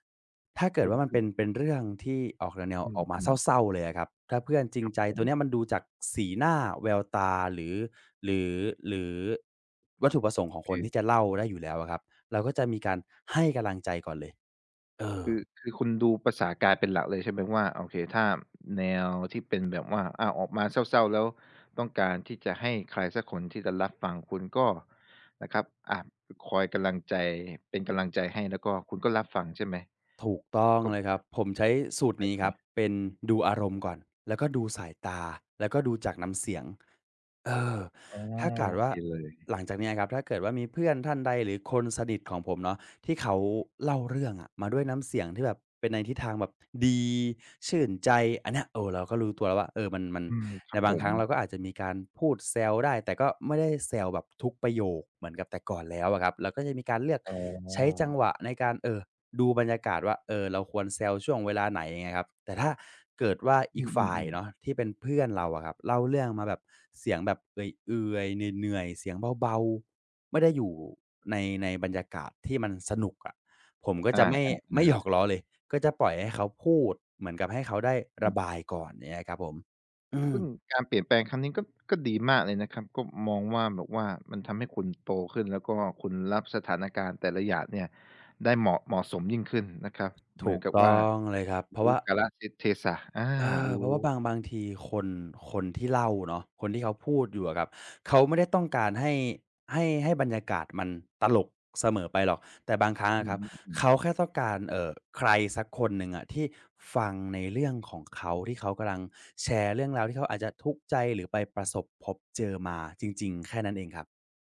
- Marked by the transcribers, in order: other background noise
- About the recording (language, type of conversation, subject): Thai, podcast, เคยโดนเข้าใจผิดจากการหยอกล้อไหม เล่าให้ฟังหน่อย